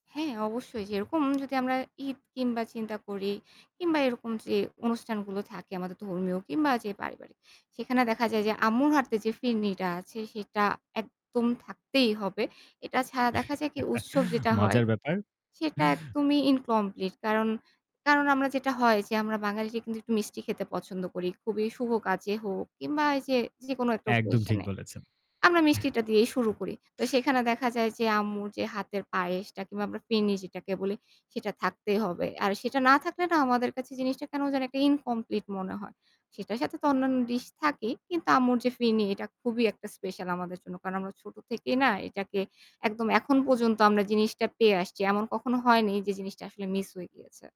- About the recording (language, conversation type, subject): Bengali, podcast, আপনার পরিবারের খাবারের ঐতিহ্য কেমন ছিল?
- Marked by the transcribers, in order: static; "হাতে" said as "হারতে"; chuckle; chuckle; in English: "occasion"; chuckle; other background noise